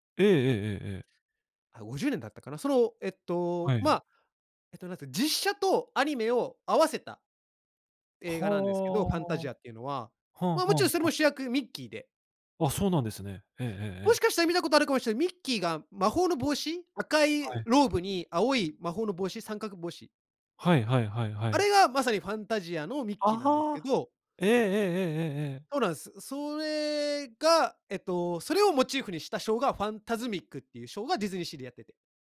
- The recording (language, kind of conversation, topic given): Japanese, podcast, 好きなキャラクターの魅力を教えてくれますか？
- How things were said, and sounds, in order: other noise